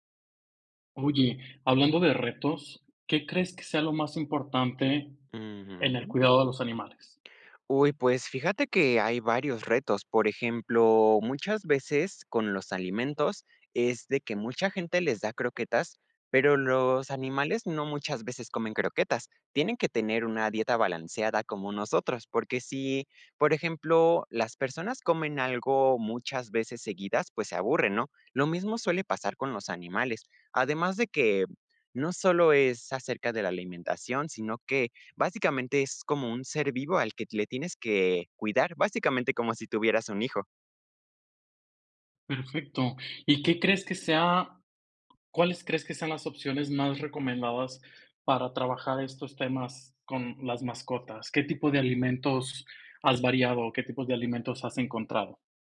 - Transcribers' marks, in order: none
- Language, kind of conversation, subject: Spanish, podcast, ¿Qué te aporta cuidar de una mascota?
- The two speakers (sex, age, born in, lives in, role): male, 20-24, Mexico, Mexico, guest; male, 25-29, Mexico, Mexico, host